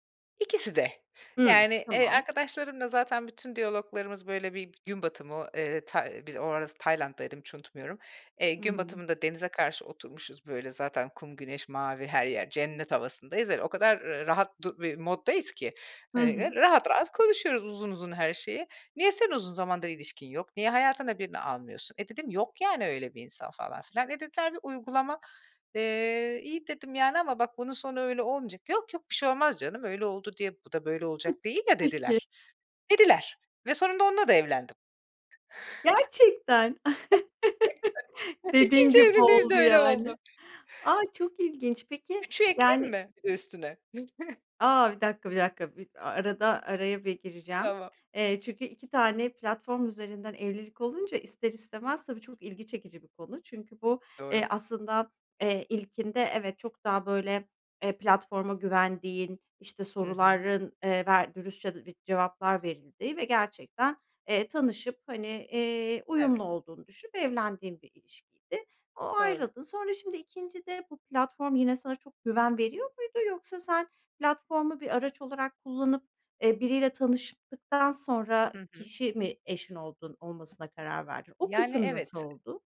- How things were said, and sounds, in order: other background noise; chuckle; unintelligible speech; chuckle; tapping
- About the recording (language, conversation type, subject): Turkish, podcast, Sence sosyal medyada dürüst olmak, gerçek hayatta dürüst olmaktan farklı mı?
- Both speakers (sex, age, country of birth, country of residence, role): female, 40-44, Turkey, Portugal, guest; female, 45-49, Turkey, Netherlands, host